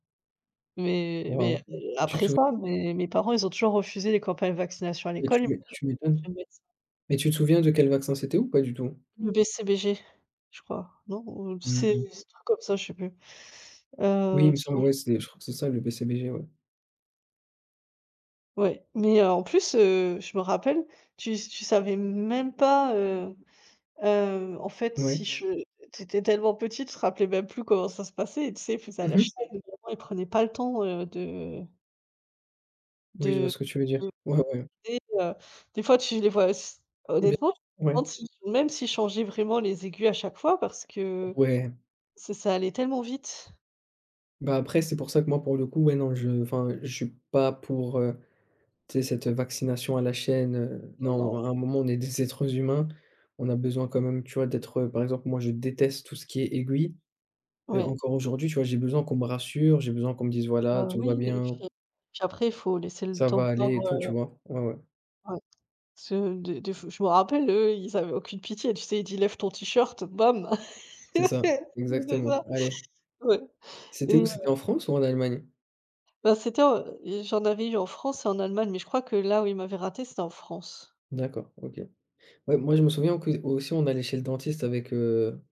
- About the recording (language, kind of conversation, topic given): French, unstructured, Que penses-tu des campagnes de vaccination obligatoires ?
- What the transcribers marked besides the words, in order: unintelligible speech; unintelligible speech; unintelligible speech; laugh; laughing while speaking: "Oui, c'est ça !"